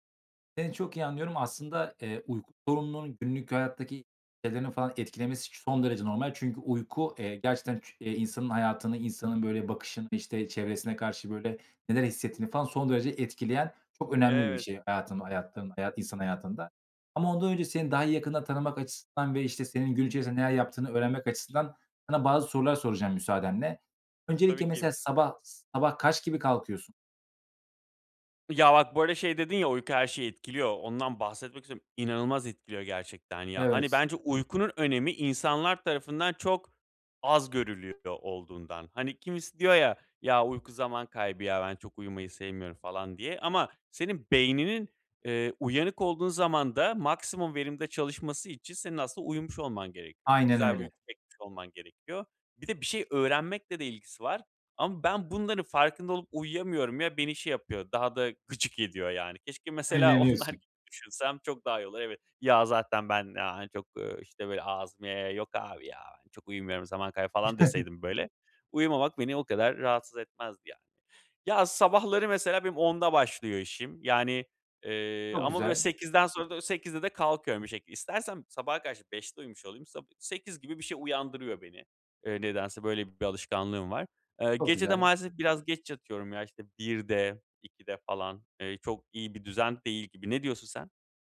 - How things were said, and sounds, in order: other background noise; tapping; laughing while speaking: "onlar"; unintelligible speech; put-on voice: "Yok, abi ya"; chuckle
- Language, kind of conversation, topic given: Turkish, advice, Yatmadan önce ekran kullanımını azaltmak uykuya geçişimi nasıl kolaylaştırır?